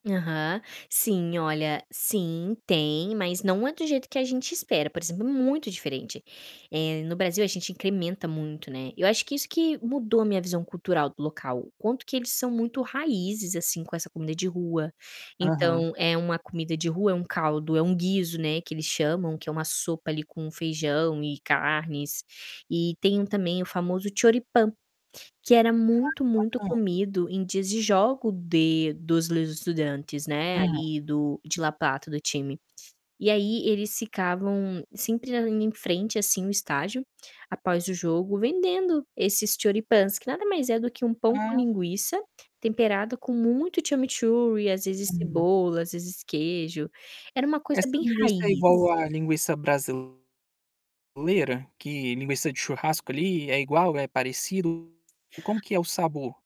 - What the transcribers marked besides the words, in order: static; distorted speech; in Spanish: "Choripan"; in Spanish: "Choripans"; tapping; in Spanish: "chimichurri"
- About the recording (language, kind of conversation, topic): Portuguese, podcast, Você pode contar sobre uma viagem em que a comida mudou a sua visão cultural?